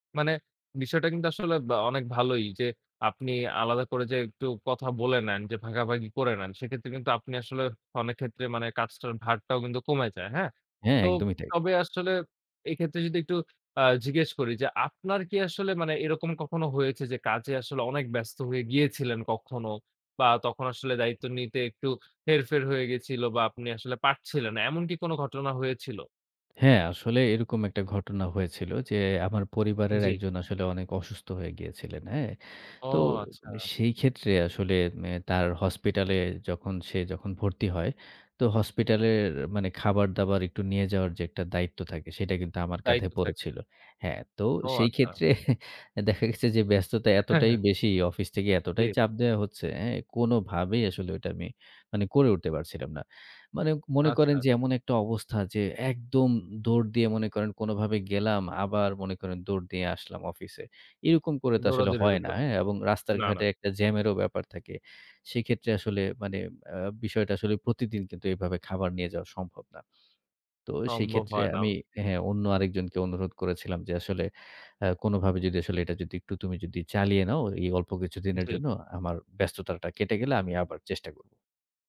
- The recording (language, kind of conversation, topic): Bengali, podcast, কাজে ব্যস্ত থাকলে ঘরের কাজকর্ম ও দায়িত্বগুলো কীভাবে ভাগ করেন?
- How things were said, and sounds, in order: tsk; other background noise; laughing while speaking: "ক্ষেত্রে দেখা গেছে যে ব্যস্ততা এতটাই বেশি"; tapping